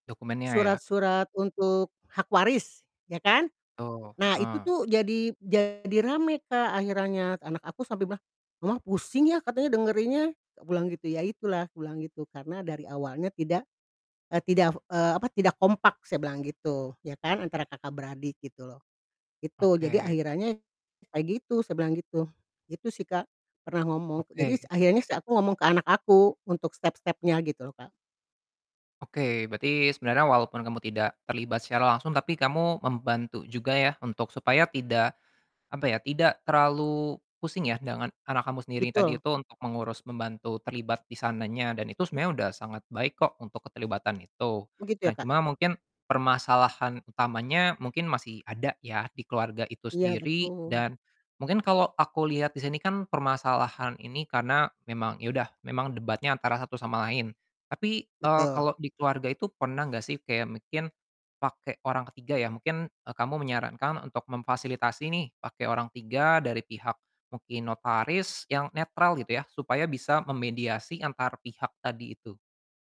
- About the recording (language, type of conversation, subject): Indonesian, advice, Bagaimana cara menyelesaikan konflik pembagian warisan antara saudara secara adil dan tetap menjaga hubungan keluarga?
- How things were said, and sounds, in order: distorted speech; "jadi" said as "jadis"; other background noise